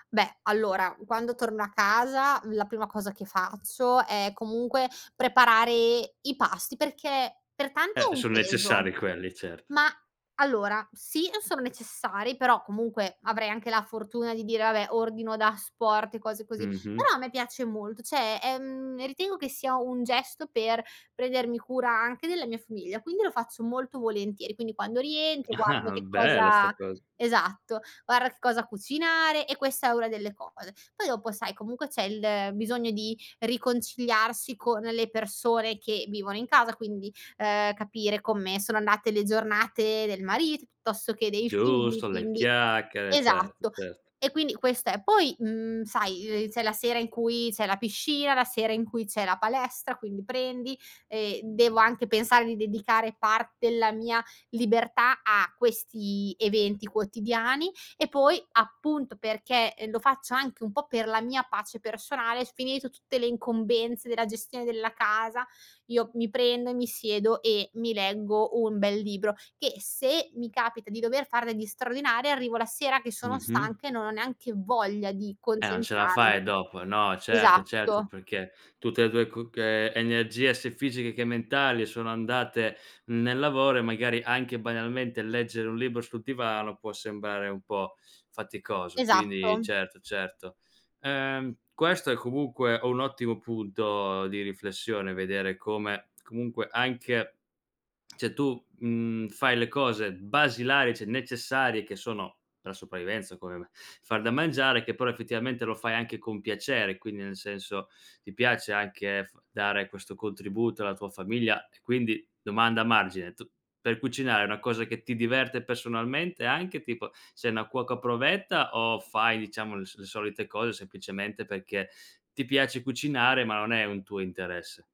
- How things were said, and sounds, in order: "cioè" said as "ceh"; chuckle; "guardo" said as "guara"; "come" said as "comme"; "piuttosto" said as "pittosto"; "c'è" said as "zè"; "non" said as "on"; "banalmente" said as "banialmente"; other background noise; "cioè" said as "ceh"; "cioè" said as "ceh"; "personalmente" said as "pessonalmente"; "semplicemente" said as "sempicemente"
- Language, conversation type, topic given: Italian, podcast, Cosa significa per te l’equilibrio tra lavoro e vita privata?